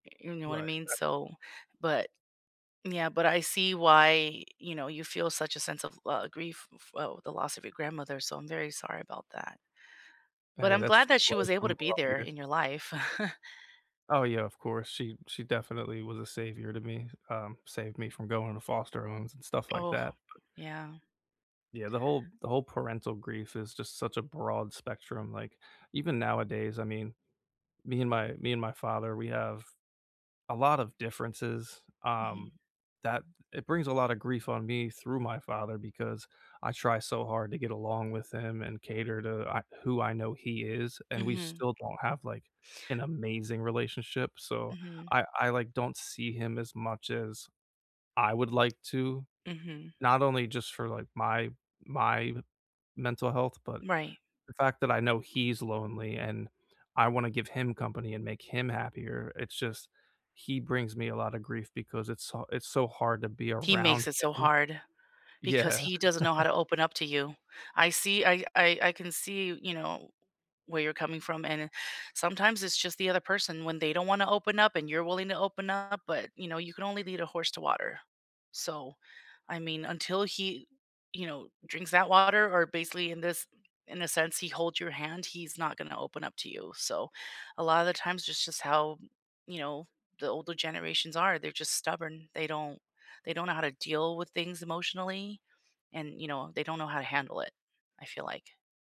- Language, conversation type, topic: English, unstructured, How has grief changed the way you see life?
- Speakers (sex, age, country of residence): female, 40-44, United States; male, 35-39, United States
- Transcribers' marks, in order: unintelligible speech; unintelligible speech; chuckle; other background noise; chuckle